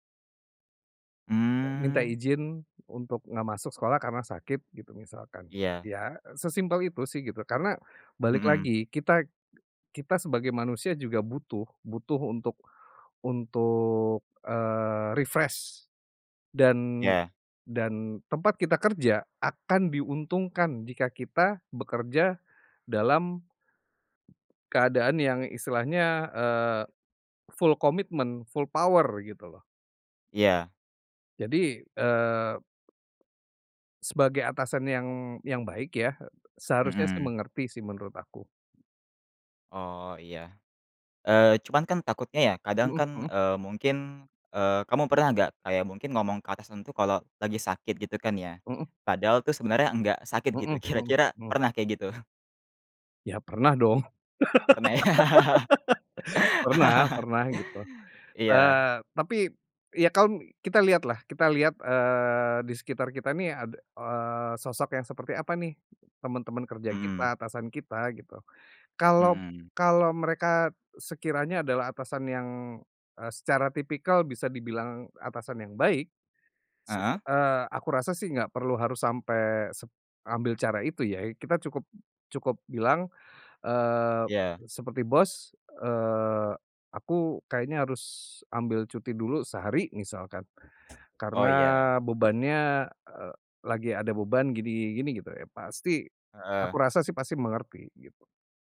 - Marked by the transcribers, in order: in English: "refresh"; other background noise; in English: "full commitment, full power"; tapping; laughing while speaking: "kira-kira"; chuckle; laugh; laughing while speaking: "ya?"; laugh; door
- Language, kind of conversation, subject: Indonesian, podcast, Gimana cara kamu ngatur stres saat kerjaan lagi numpuk banget?